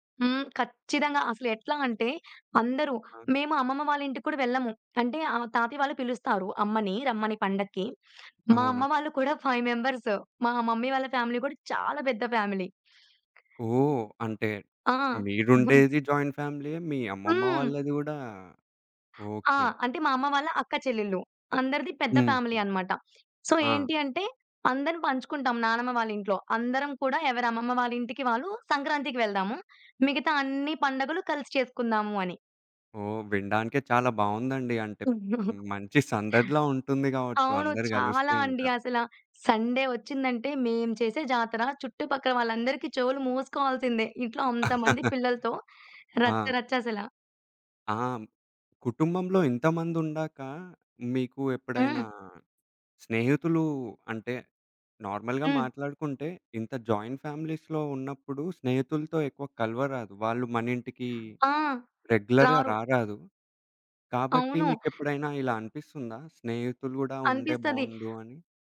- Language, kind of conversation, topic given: Telugu, podcast, కుటుంబ బంధాలను బలపరచడానికి పాటించాల్సిన చిన్న అలవాట్లు ఏమిటి?
- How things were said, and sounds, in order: other background noise; in English: "ఫైవ్"; in English: "మమ్మీ"; in English: "ఫ్యామిలీ"; in English: "ఫ్యామిలీ"; in English: "జాయింట్ ఫ్యామిలీయే"; chuckle; in English: "ఫ్యామిలీ"; in English: "సో"; giggle; in English: "సండే"; laugh; in English: "నార్మల్‌గా"; in English: "జాయింట్ ఫ్యామిలీస్‌లో"; in English: "రెగ్యులర్‌గా"